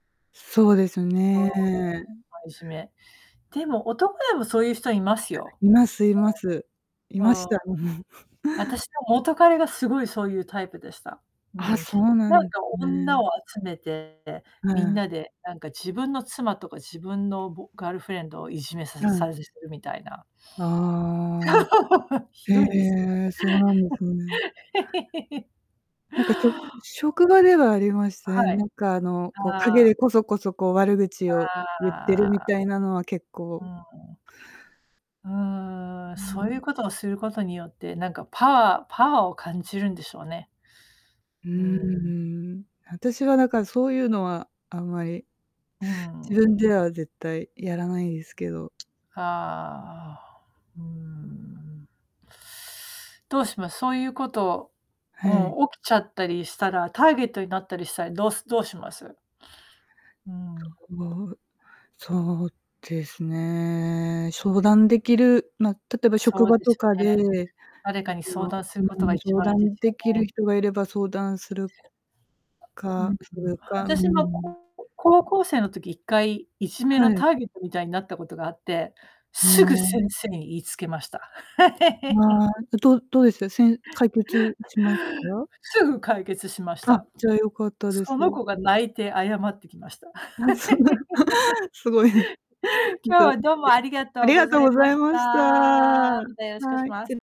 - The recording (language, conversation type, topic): Japanese, unstructured, 友達に裏切られて傷ついた経験はありますか、そしてどう乗り越えましたか？
- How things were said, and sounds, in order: distorted speech; unintelligible speech; chuckle; laugh; laugh; sniff; tapping; unintelligible speech; unintelligible speech; stressed: "すぐ"; laugh; laughing while speaking: "そんな"; laugh; chuckle